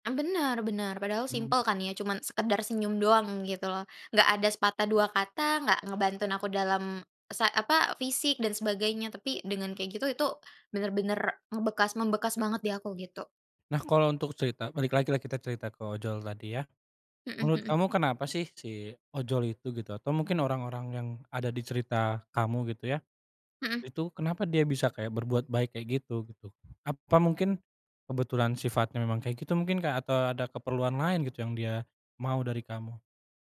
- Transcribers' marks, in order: none
- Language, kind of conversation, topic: Indonesian, podcast, Pernahkah kamu menerima kebaikan tak terduga dari orang asing, dan bagaimana ceritanya?